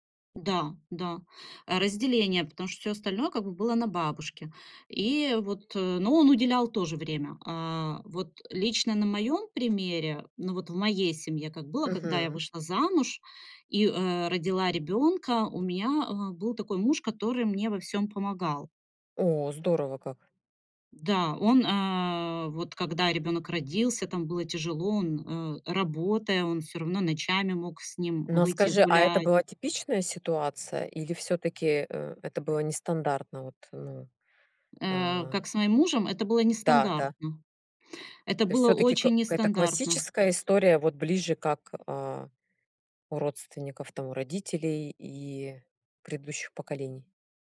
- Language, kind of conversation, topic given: Russian, podcast, Как меняются роли отца и матери от поколения к поколению?
- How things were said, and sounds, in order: none